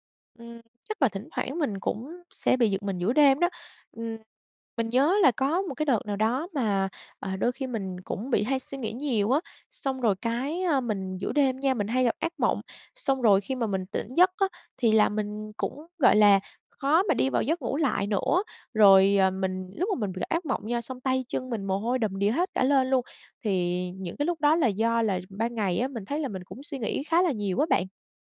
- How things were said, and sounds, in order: tapping
- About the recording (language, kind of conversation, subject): Vietnamese, advice, Ngủ trưa quá lâu có khiến bạn khó ngủ vào ban đêm không?